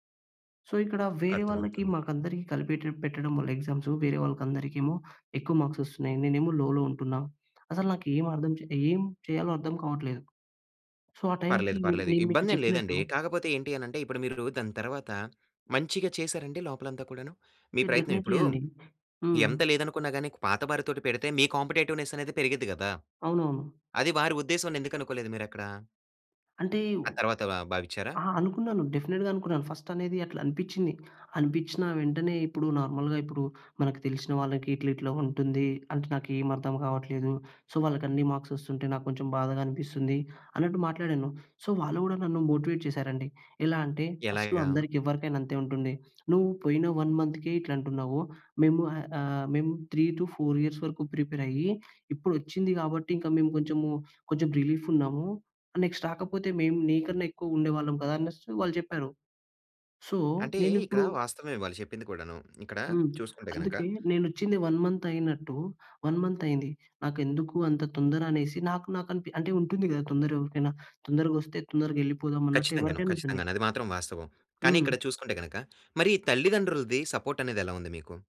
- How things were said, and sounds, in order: in English: "సో"; in English: "మార్క్స్"; in English: "లోలో"; in English: "సో"; in English: "డెఫినిట్‌లీ"; in English: "కాంపిటీటివ్నెస్"; in English: "డెఫినెట్‌గా"; in English: "ఫస్ట్"; in English: "నార్మల్‍గా"; in English: "సో"; in English: "మార్క్స్"; in English: "సో"; in English: "మోటివేట్"; in English: "ఫస్ట్‌లో"; in English: "వన్ మంత్‌కే"; in English: "త్రీ టూ ఫోర్ ఇయర్స్"; in English: "రిలీఫ్"; in English: "నెక్స్ట్"; in English: "సో"; tapping; in English: "వన్ మంత్"; in English: "వన్ మంత్"; in English: "సపోర్ట్"
- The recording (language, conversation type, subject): Telugu, podcast, నువ్వు విఫలమైనప్పుడు నీకు నిజంగా ఏం అనిపిస్తుంది?